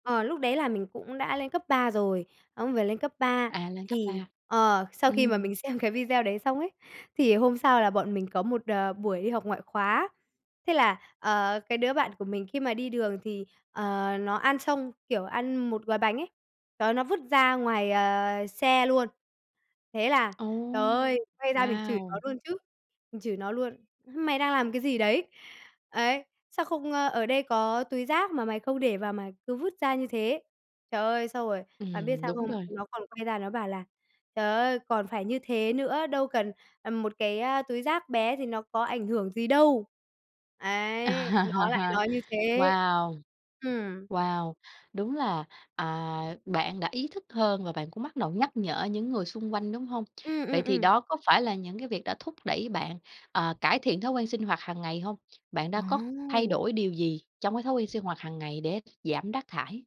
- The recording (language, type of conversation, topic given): Vietnamese, podcast, Bạn làm gì mỗi ngày để giảm rác thải?
- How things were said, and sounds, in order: laughing while speaking: "xem"; tapping; laugh